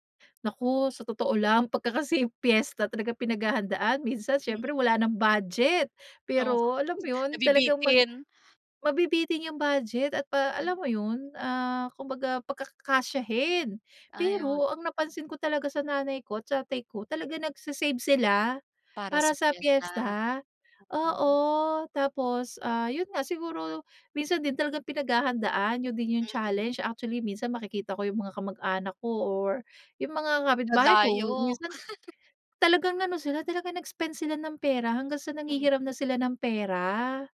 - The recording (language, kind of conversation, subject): Filipino, podcast, Ano ang kahalagahan ng pistahan o salu-salo sa inyong bayan?
- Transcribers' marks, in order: unintelligible speech; laugh